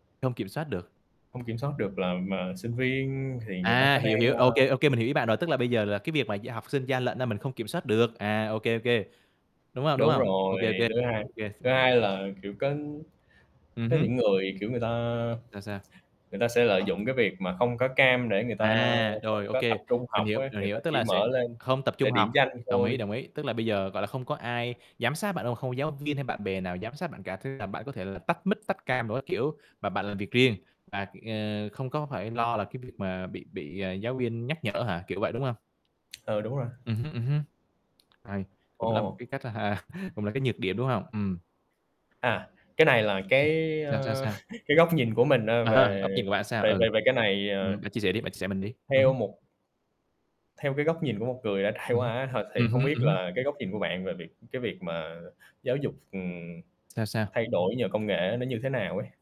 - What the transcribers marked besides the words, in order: static; distorted speech; other background noise; tapping; chuckle; chuckle; laughing while speaking: "trải"
- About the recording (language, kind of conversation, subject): Vietnamese, unstructured, Bạn nghĩ giáo dục trong tương lai sẽ thay đổi như thế nào nhờ công nghệ?